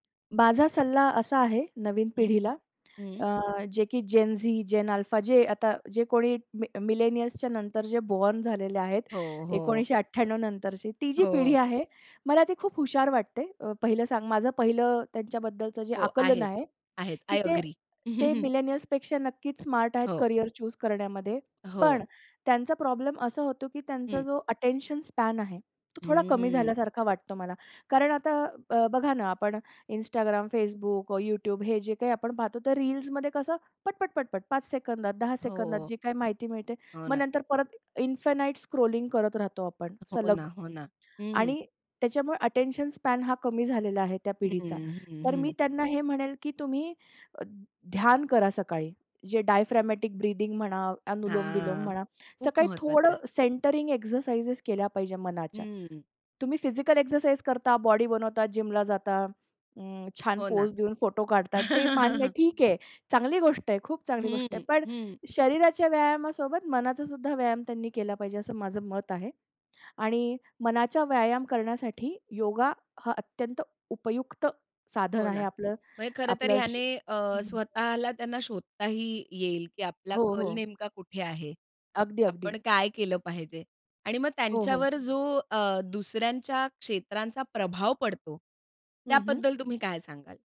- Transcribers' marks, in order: tapping; other background noise; in English: "बॉर्न"; in English: "आय अग्री"; chuckle; in English: "चूज"; in English: "स्पॅन"; in English: "इन्फिनाईट स्क्रॉलिंग"; in English: "स्पॅन"; in English: "डायफ्रॅमॅटिक ब्रीथिंग"; in English: "सेंटरिंग"; in English: "जिमला"; laugh
- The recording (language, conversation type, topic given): Marathi, podcast, नवीन क्षेत्रात प्रवेश करायचं ठरवलं तर तुम्ही सर्वात आधी काय करता?